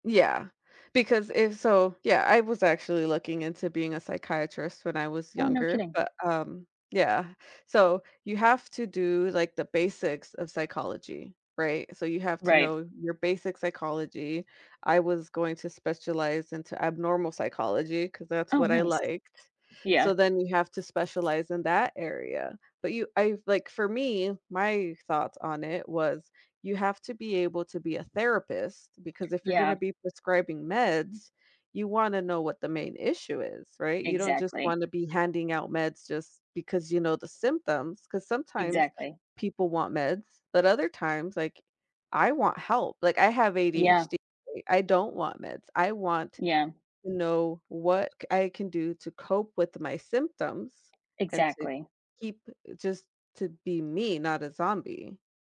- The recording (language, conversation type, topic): English, unstructured, How do you decide whether to focus on one skill or develop a range of abilities in your career?
- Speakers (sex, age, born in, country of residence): female, 20-24, United States, United States; female, 35-39, United States, United States
- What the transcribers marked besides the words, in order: tapping; other background noise